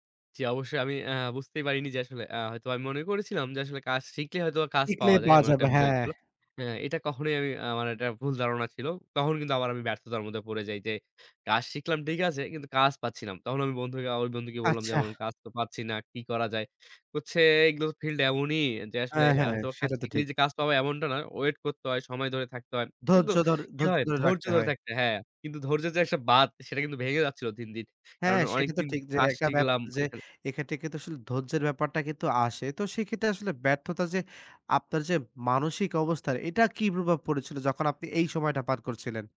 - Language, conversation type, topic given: Bengali, podcast, ব্যর্থতার পর তুমি কীভাবে নিজেকে আবার দাঁড় করিয়েছিলে?
- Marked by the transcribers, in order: none